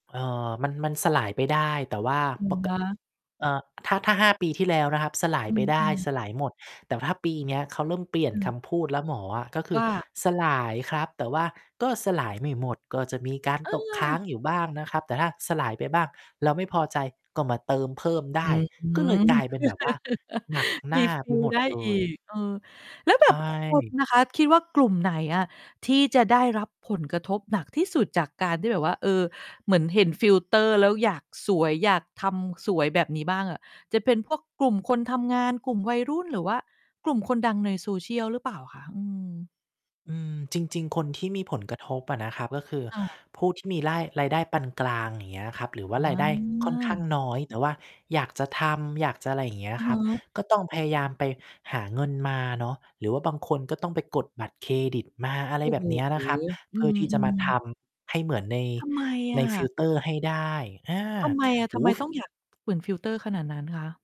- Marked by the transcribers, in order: distorted speech; laugh; in English: "refill"; mechanical hum; unintelligible speech
- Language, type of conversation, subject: Thai, podcast, ฟิลเตอร์มีผลต่อมาตรฐานความงามอย่างไรบ้าง?